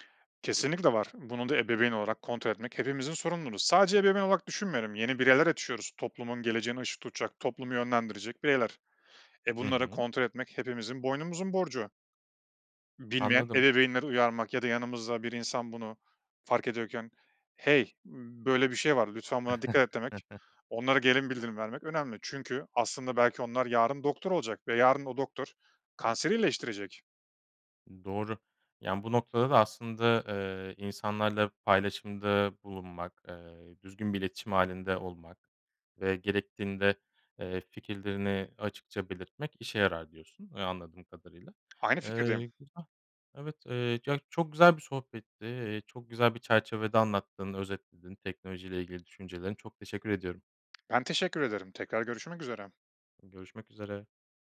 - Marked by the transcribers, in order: other background noise; chuckle; tapping
- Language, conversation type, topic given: Turkish, podcast, Teknoloji öğrenme biçimimizi nasıl değiştirdi?